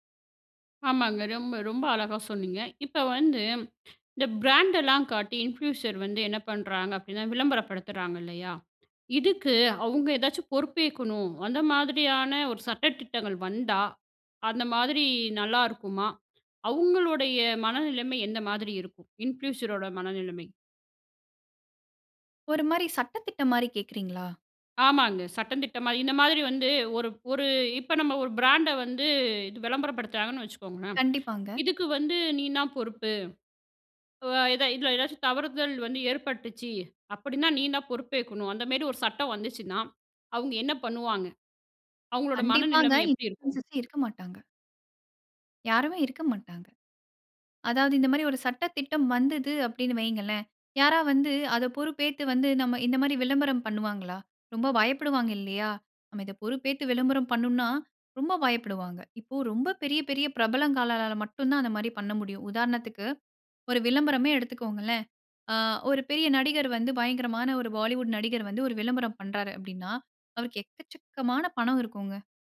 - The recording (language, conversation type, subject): Tamil, podcast, ஒரு உள்ளடக்க உருவாக்குநரின் மனநலத்தைப் பற்றி நாம் எவ்வளவு வரை கவலைப்பட வேண்டும்?
- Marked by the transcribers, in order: in English: "இன்ஃப்யூசர்"; other background noise; "பொறுப்பேற்கணும்" said as "பொறுப்பேக்கணும்"; in English: "இன்ஃப்யூஷரோட"; in English: "இன்ஃப்ளுஸர்ஸே"; "பிரபலங்களால" said as "பிரபலங்காலால"